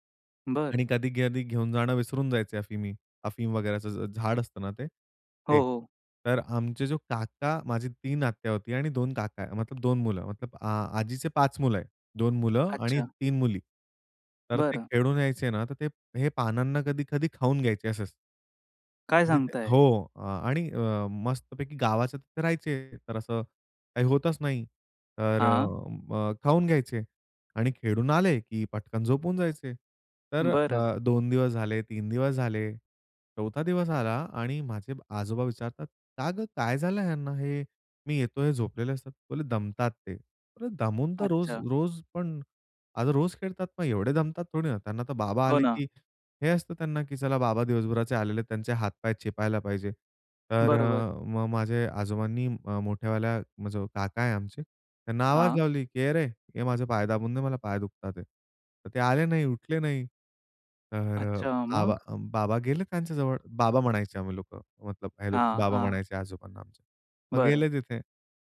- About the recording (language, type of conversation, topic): Marathi, podcast, तुझ्या पूर्वजांबद्दल ऐकलेली एखादी गोष्ट सांगशील का?
- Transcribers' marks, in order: none